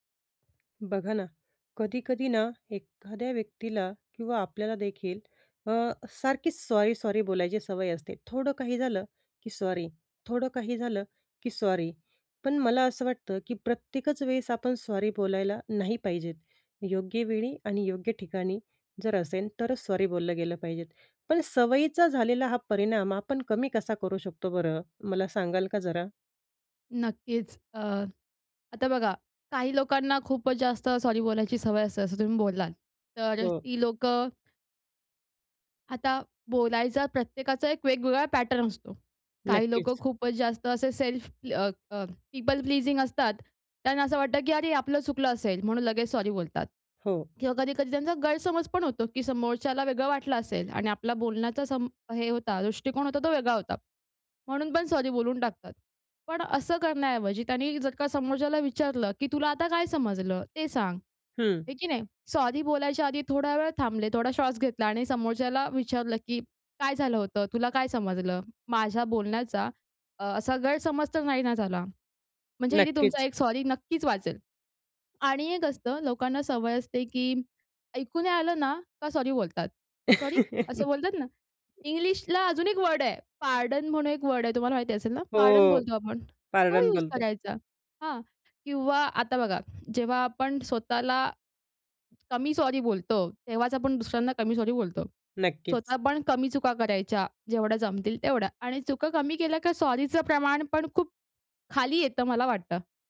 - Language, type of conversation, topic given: Marathi, podcast, अनावश्यक माफी मागण्याची सवय कमी कशी करावी?
- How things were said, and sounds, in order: other background noise; in English: "पॅटर्न"; in English: "पीपल प्लीजिंग"; laugh; in English: "वर्ड"; in English: "पार्डन"; in English: "वर्ड"; in English: "पार्डन"; in English: "पार्डन"